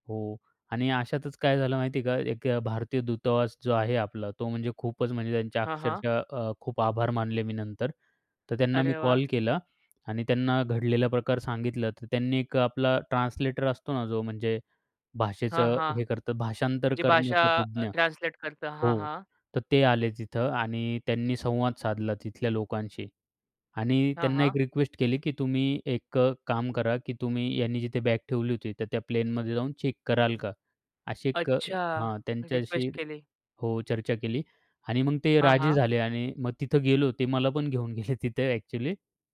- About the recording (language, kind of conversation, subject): Marathi, podcast, तुमचा पासपोर्ट किंवा एखादे महत्त्वाचे कागदपत्र कधी हरवले आहे का?
- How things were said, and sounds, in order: other background noise; in English: "ट्रान्सलेट"; in English: "प्लेनमध्ये"; in English: "चेक"; laughing while speaking: "गेले तिथे"